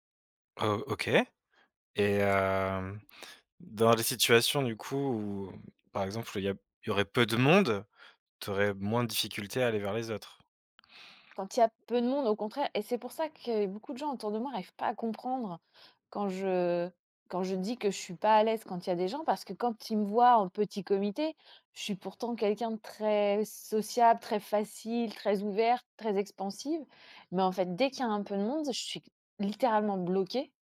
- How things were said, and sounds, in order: none
- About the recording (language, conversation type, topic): French, advice, Comment décririez-vous votre anxiété sociale lors d’événements ou de rencontres ?
- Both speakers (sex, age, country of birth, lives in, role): female, 45-49, France, France, user; male, 35-39, France, France, advisor